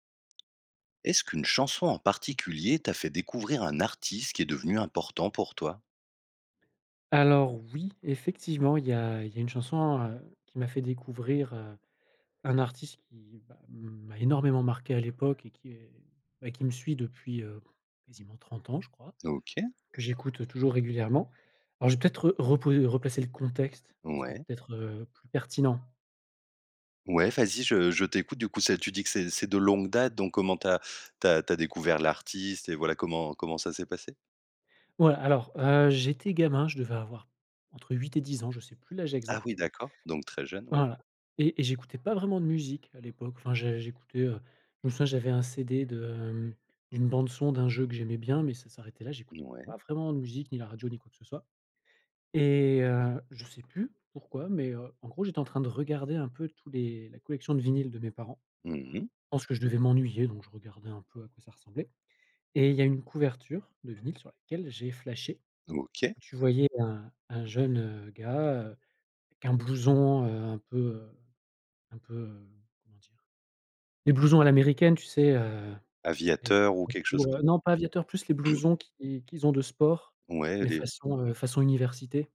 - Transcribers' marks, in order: tapping; other background noise; unintelligible speech; throat clearing
- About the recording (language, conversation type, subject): French, podcast, Quelle chanson t’a fait découvrir un artiste important pour toi ?